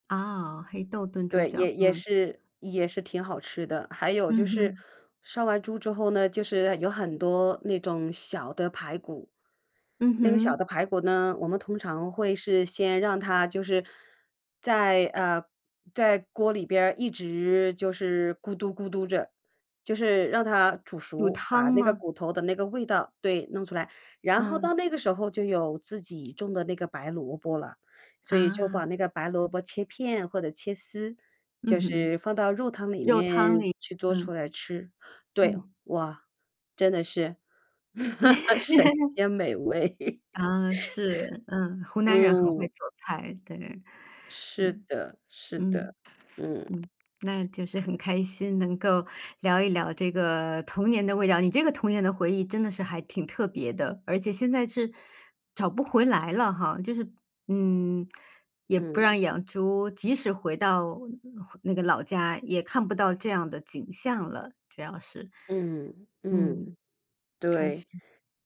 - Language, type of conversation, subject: Chinese, podcast, 有没有一道让你特别怀念的童年味道？
- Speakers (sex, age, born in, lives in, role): female, 45-49, China, United States, host; female, 50-54, China, United States, guest
- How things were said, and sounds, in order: laugh; laughing while speaking: "神仙美味"; laugh; other background noise